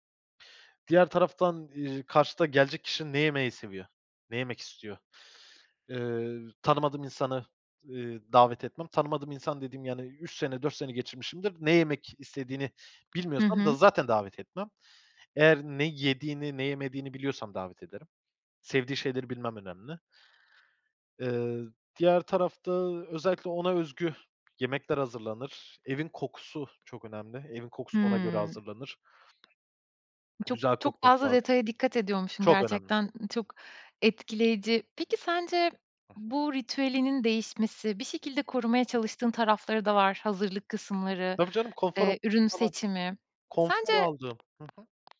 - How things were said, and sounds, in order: tapping; unintelligible speech
- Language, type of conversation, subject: Turkish, podcast, Aile yemekleri kimliğini nasıl etkiledi sence?